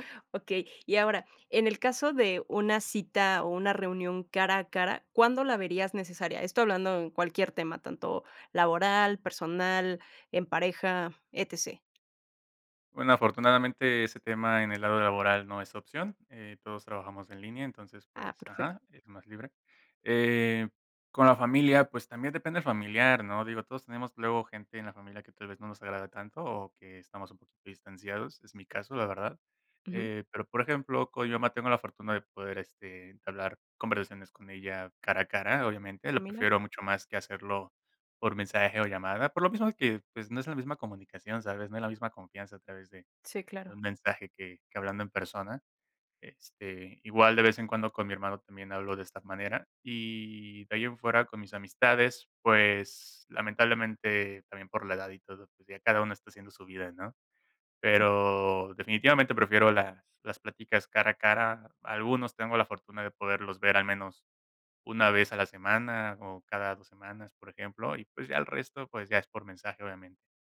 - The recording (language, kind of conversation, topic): Spanish, podcast, ¿Prefieres hablar cara a cara, por mensaje o por llamada?
- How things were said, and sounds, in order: other background noise; other noise